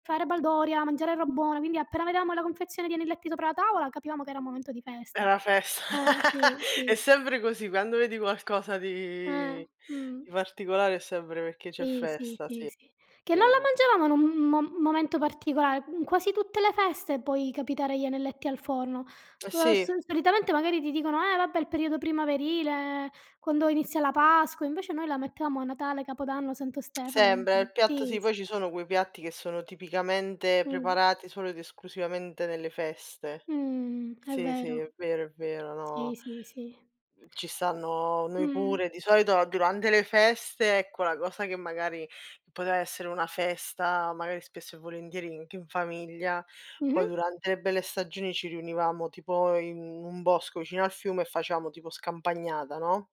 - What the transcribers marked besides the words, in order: tapping; laugh; drawn out: "di"; other background noise
- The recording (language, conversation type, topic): Italian, unstructured, Qual è il tuo ricordo più bello legato al cibo?
- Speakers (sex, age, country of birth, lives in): female, 30-34, Italy, Italy; female, 35-39, Italy, Italy